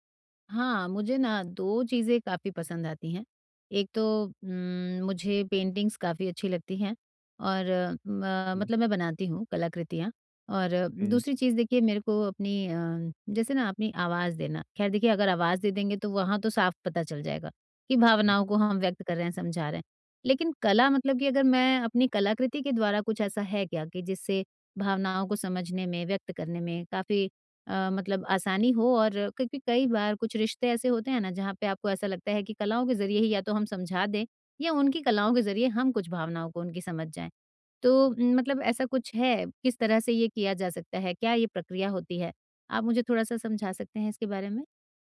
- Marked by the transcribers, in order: tapping; in English: "पेंटिंगस"; background speech
- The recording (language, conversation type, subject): Hindi, advice, कला के ज़रिए मैं अपनी भावनाओं को कैसे समझ और व्यक्त कर सकता/सकती हूँ?